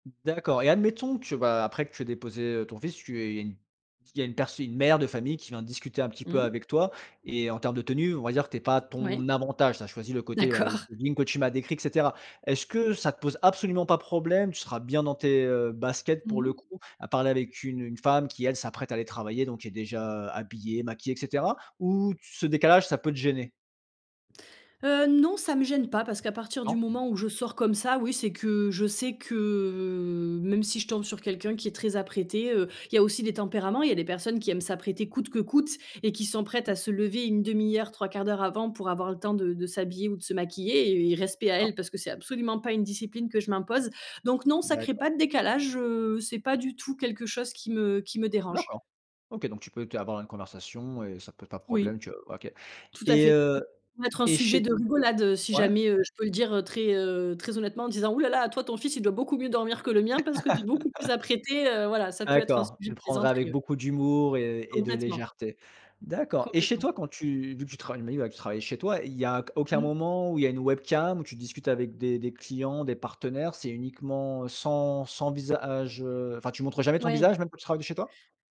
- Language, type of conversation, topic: French, podcast, Comment choisis-tu entre confort et élégance le matin ?
- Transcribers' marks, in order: other background noise; laughing while speaking: "d'accord"; laugh